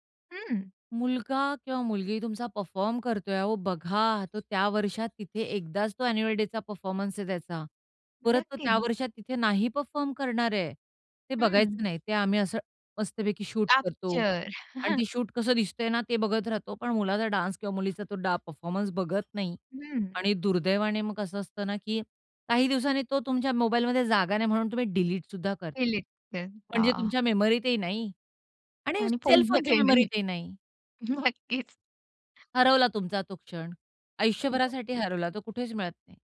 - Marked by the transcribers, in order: stressed: "बघा"; other background noise; in English: "शूट"; in English: "शूट"; chuckle; horn; laughing while speaking: "फोनमध्येही नाही. नक्कीच"; tapping
- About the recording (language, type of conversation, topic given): Marathi, podcast, डिजिटल डीटॉक्स कधी आणि कसा करतोस?